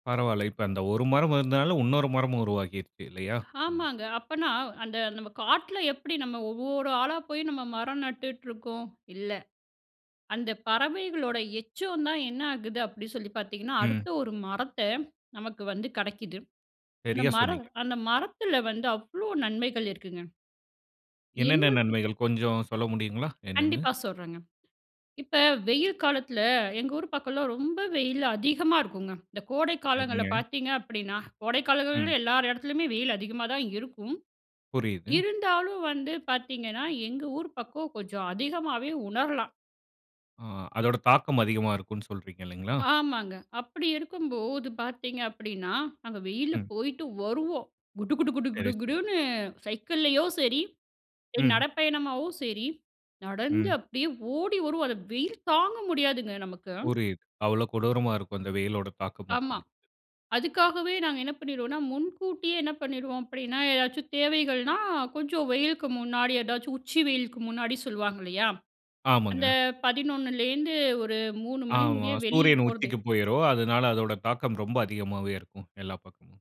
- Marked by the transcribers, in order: unintelligible speech; unintelligible speech; other background noise
- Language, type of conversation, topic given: Tamil, podcast, வீட்டுக்கு முன் ஒரு மரம் நட்டால் என்ன நன்மைகள் கிடைக்கும்?